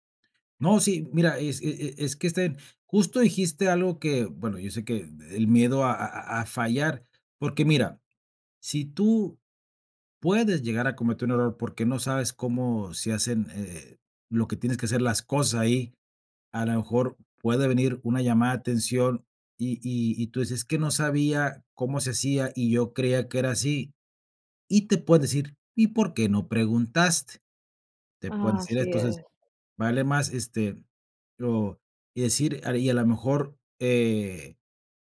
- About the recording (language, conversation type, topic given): Spanish, advice, ¿Cómo puedo superar el temor de pedir ayuda por miedo a parecer incompetente?
- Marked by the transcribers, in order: other background noise